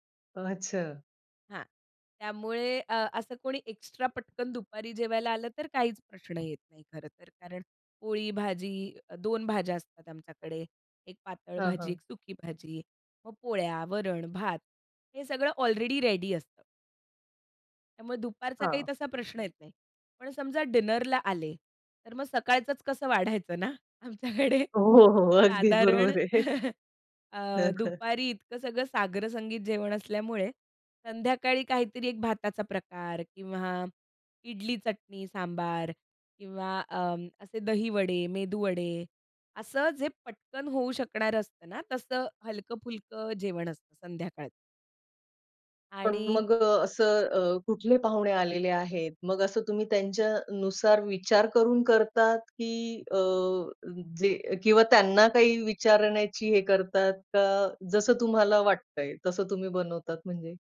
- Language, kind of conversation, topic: Marathi, podcast, मेहमान आले तर तुम्ही काय खास तयार करता?
- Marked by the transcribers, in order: in English: "रेडी"; in English: "डिनरला"; laughing while speaking: "हो, हो. अगदी बरोबर आहे"; laughing while speaking: "आमच्याकडे साधारण"